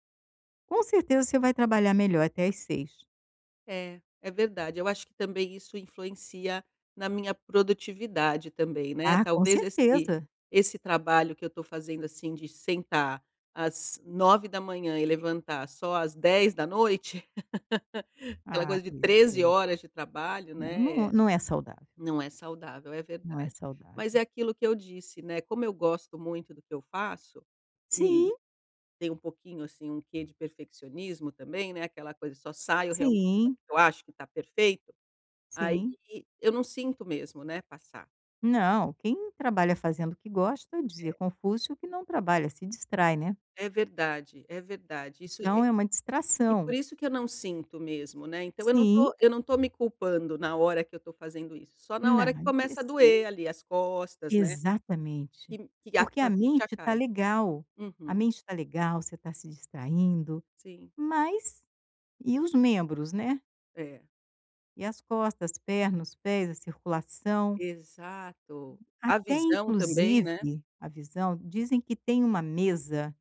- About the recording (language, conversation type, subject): Portuguese, advice, Como posso encontrar pequenos momentos para relaxar ao longo do dia?
- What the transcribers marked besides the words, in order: chuckle; tapping; unintelligible speech